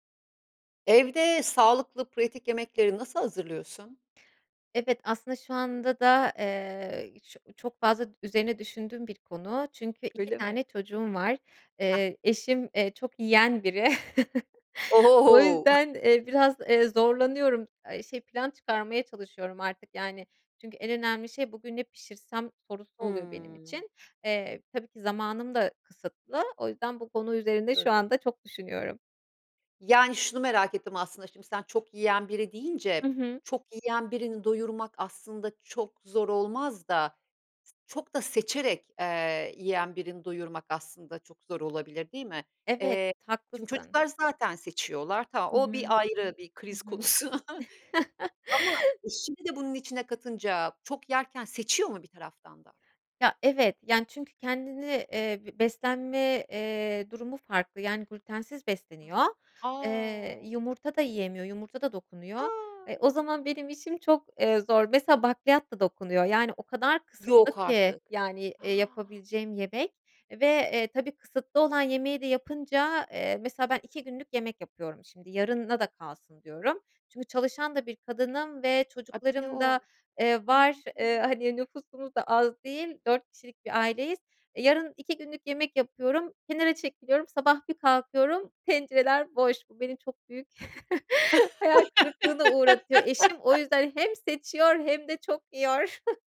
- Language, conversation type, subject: Turkish, podcast, Evde pratik ve sağlıklı yemekleri nasıl hazırlayabilirsiniz?
- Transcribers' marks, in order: other background noise; chuckle; other noise; tapping; laughing while speaking: "konusu"; chuckle; drawn out: "A!"; drawn out: "A!"; surprised: "Yok artık. A!"; laugh; chuckle; chuckle